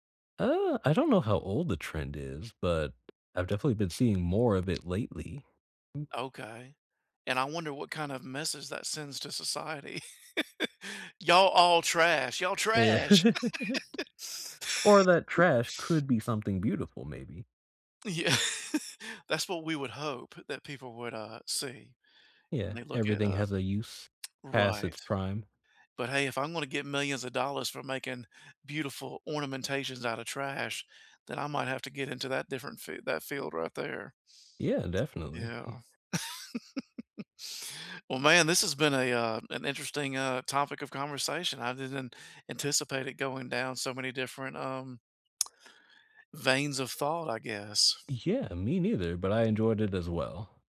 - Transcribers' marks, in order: laugh; chuckle; laugh; laughing while speaking: "Yeah"; lip smack; laugh; lip smack
- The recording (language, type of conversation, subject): English, unstructured, What role should people play in caring for the environment?